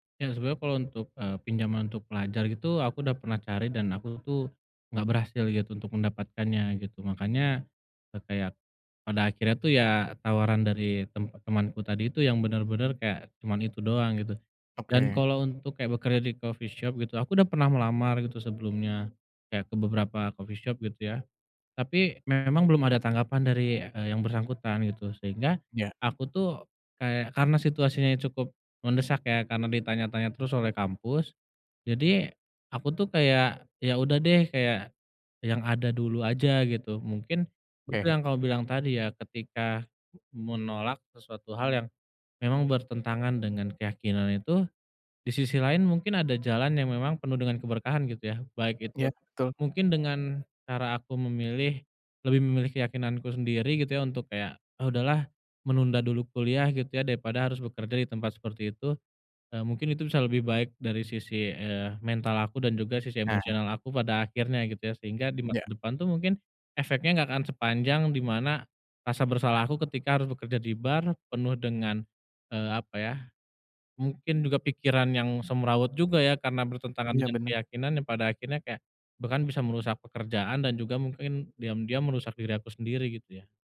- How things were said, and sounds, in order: background speech; in English: "coffee shop"; in English: "coffee shop"
- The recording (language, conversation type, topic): Indonesian, advice, Bagaimana saya memilih ketika harus mengambil keputusan hidup yang bertentangan dengan keyakinan saya?
- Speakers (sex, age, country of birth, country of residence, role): male, 25-29, Indonesia, Indonesia, advisor; male, 30-34, Indonesia, Indonesia, user